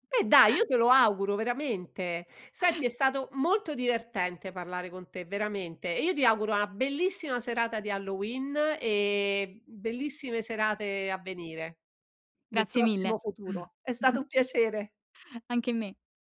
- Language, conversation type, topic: Italian, podcast, Qual è la tua esperienza con le consegne a domicilio e le app per ordinare cibo?
- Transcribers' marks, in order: drawn out: "e"; chuckle